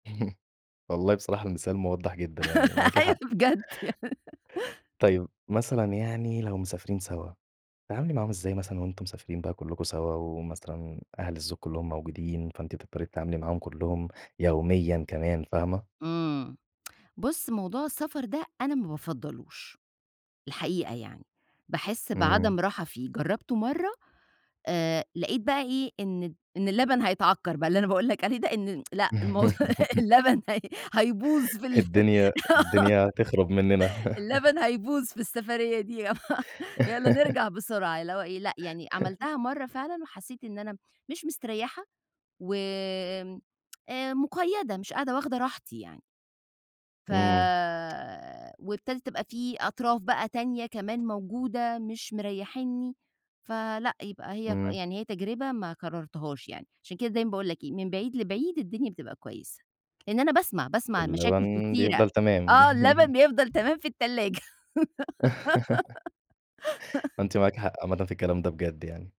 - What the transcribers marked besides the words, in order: chuckle; laughing while speaking: "أيوه بجد"; tsk; other background noise; laugh; tsk; laughing while speaking: "الموضوع اللبن هَيْ هَيْبوظ في … يالّا نرجع بسرعة"; laugh; laugh; tsk; tapping; chuckle; laugh; laughing while speaking: "آه اللبن بيفضل تمام في التلاجة"; laugh
- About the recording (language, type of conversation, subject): Arabic, podcast, إزاي تتعامل مع حماة أو أهل الزوج/الزوجة؟